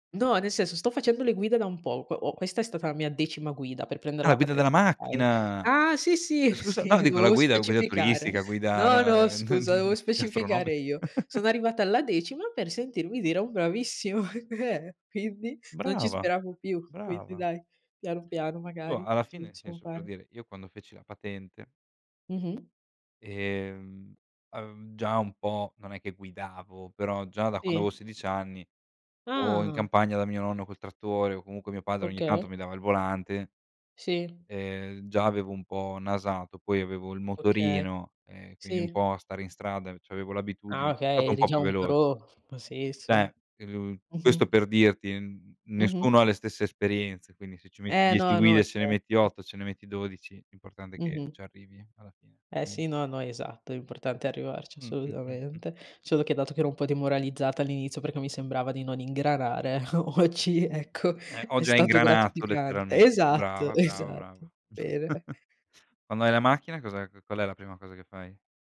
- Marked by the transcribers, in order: laughing while speaking: "sì"; "dovevo" said as "ovevo"; chuckle; chuckle; laughing while speaking: "Eh"; "Cioè" said as "ceh"; tapping; laughing while speaking: "o oggi"; laughing while speaking: "Esatto"; chuckle
- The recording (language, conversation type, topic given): Italian, unstructured, Come ti piace passare il tempo con i tuoi amici?